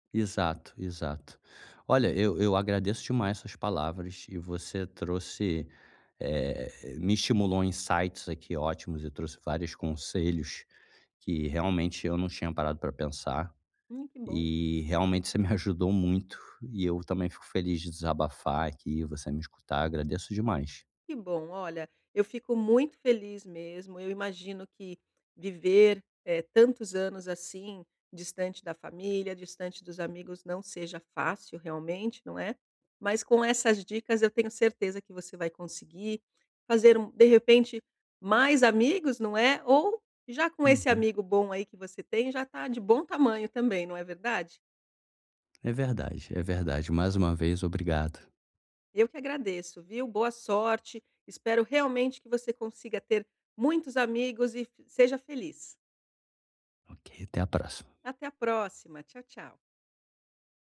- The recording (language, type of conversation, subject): Portuguese, advice, Como fazer novas amizades com uma rotina muito ocupada?
- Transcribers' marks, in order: in English: "insights"